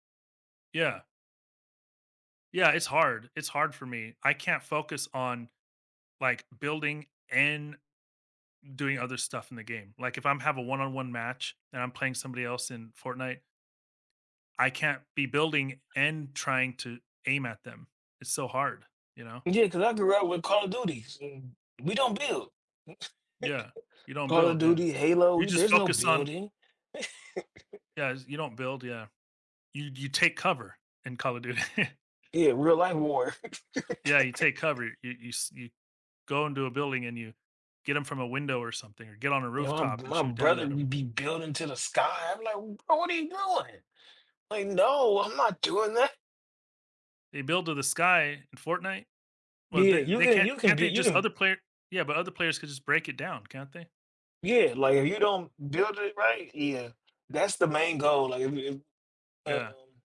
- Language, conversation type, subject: English, unstructured, How might playing video games influence our attention and mental skills?
- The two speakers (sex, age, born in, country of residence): male, 35-39, United States, United States; male, 40-44, United States, United States
- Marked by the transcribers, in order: other background noise; chuckle; chuckle; laughing while speaking: "of Duty"; tapping; chuckle